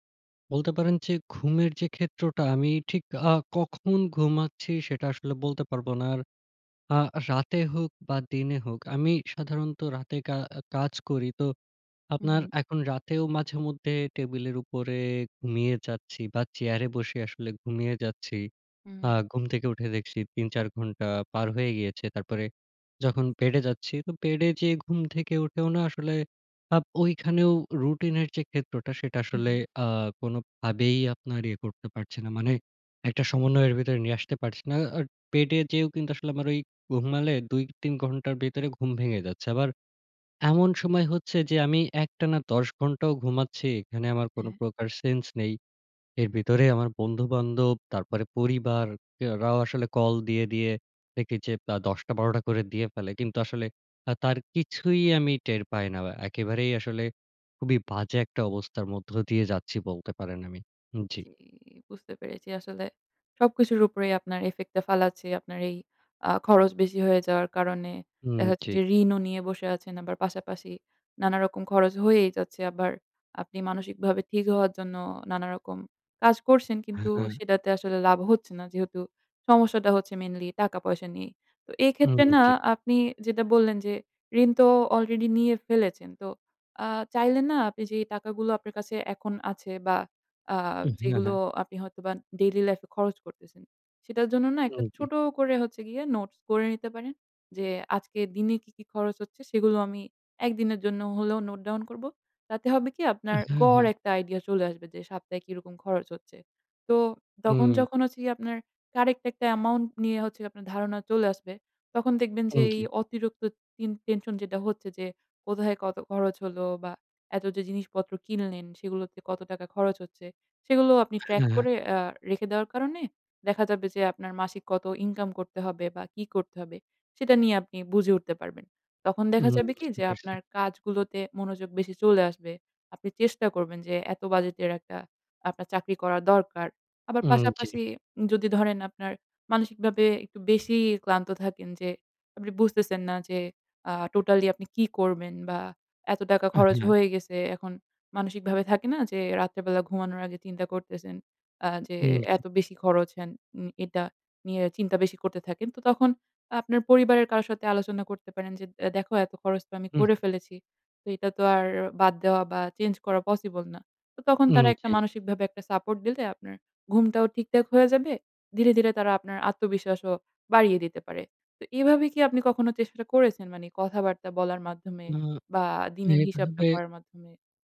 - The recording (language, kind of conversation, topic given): Bengali, advice, আপনার আর্থিক অনিশ্চয়তা নিয়ে ক্রমাগত উদ্বেগের অভিজ্ঞতা কেমন?
- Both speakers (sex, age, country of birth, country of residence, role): female, 20-24, Bangladesh, Bangladesh, advisor; male, 20-24, Bangladesh, Bangladesh, user
- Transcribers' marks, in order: in English: "ইফেক্ট"; "সপ্তাহে" said as "সাপ্তাহে"; tapping; "অতিরিক্ত" said as "অতিরক্ত"; "মানে" said as "মানি"